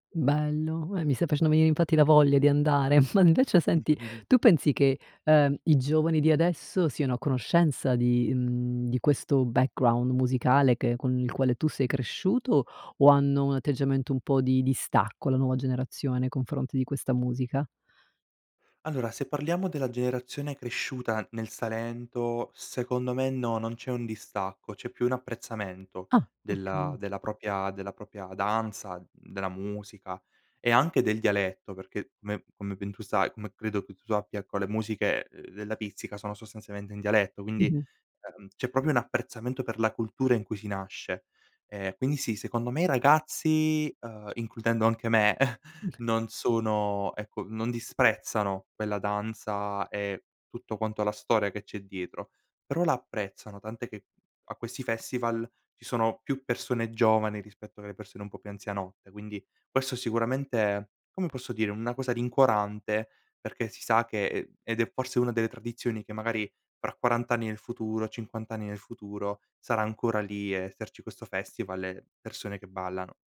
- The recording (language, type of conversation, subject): Italian, podcast, Quali tradizioni musicali della tua regione ti hanno segnato?
- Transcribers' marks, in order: laughing while speaking: "ma"; chuckle; chuckle